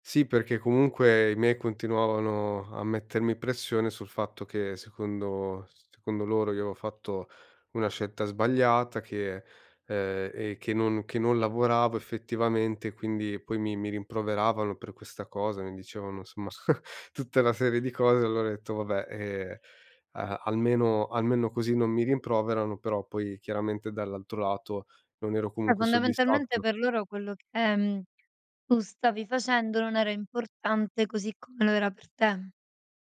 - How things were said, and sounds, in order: giggle
- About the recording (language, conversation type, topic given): Italian, podcast, Come difendi il tuo tempo libero dalle richieste degli altri?